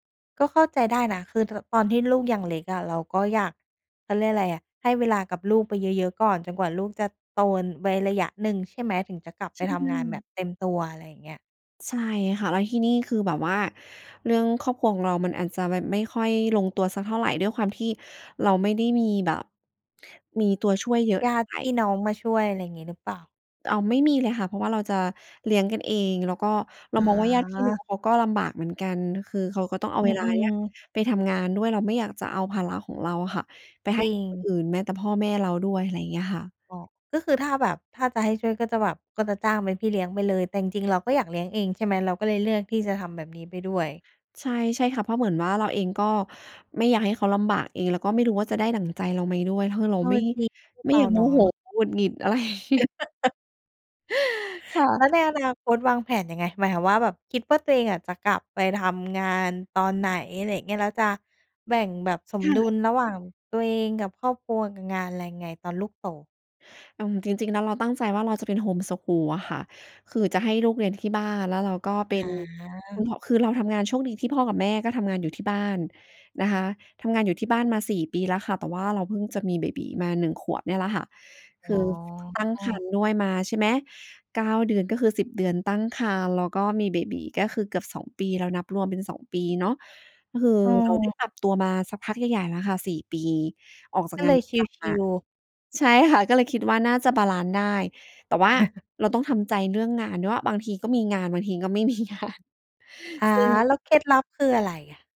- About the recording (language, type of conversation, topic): Thai, podcast, คุณมีวิธีหาความสมดุลระหว่างงานกับครอบครัวอย่างไร?
- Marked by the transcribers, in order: laughing while speaking: "อะไรงี้"; laugh; unintelligible speech; chuckle; laughing while speaking: "มีงาน"